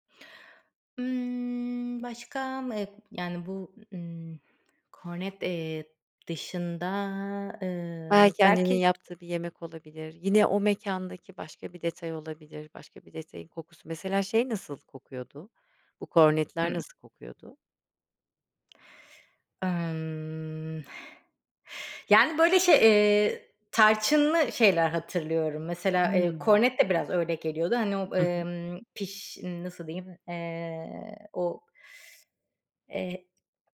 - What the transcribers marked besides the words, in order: other background noise
- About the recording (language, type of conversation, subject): Turkish, podcast, Seni çocukluğuna anında götüren koku hangisi?